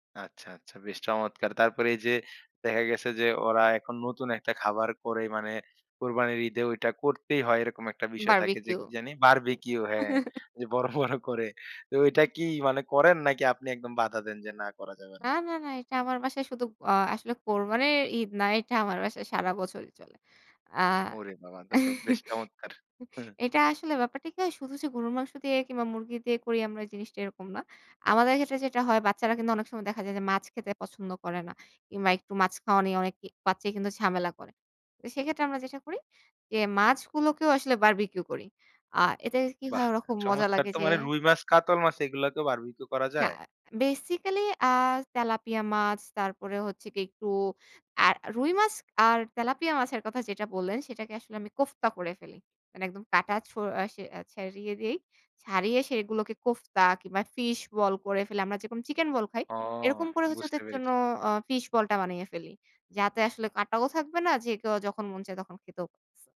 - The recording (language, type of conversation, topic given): Bengali, podcast, তরুণদের কাছে ঐতিহ্যবাহী খাবারকে আরও আকর্ষণীয় করে তুলতে আপনি কী করবেন?
- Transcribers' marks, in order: laughing while speaking: "বড়, বড় করে"; chuckle; unintelligible speech